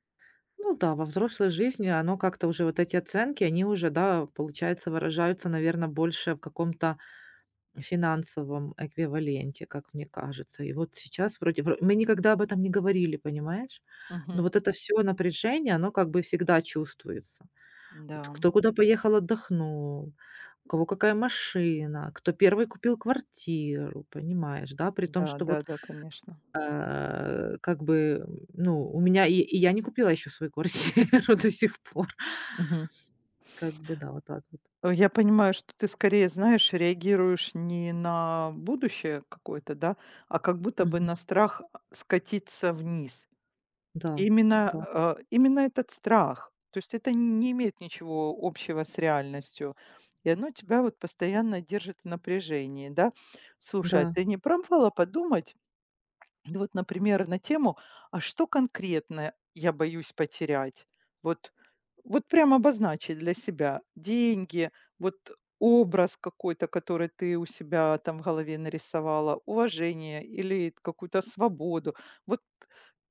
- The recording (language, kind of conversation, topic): Russian, advice, Как вы переживаете ожидание, что должны всегда быть успешным и финансово обеспеченным?
- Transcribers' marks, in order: laughing while speaking: "квартиру до сих пор"; tapping